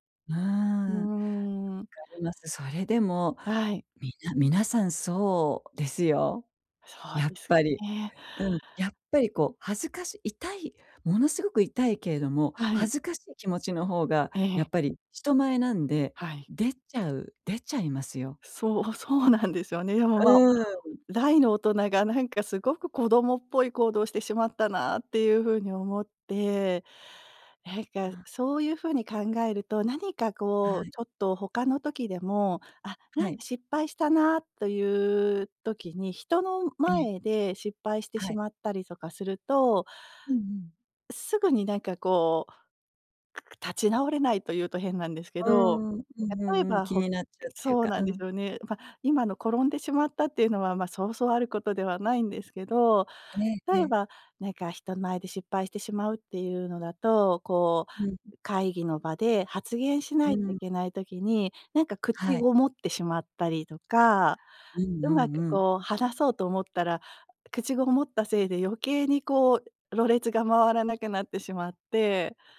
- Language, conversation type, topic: Japanese, advice, 人前で失敗したあと、どうやって立ち直ればいいですか？
- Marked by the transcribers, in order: other noise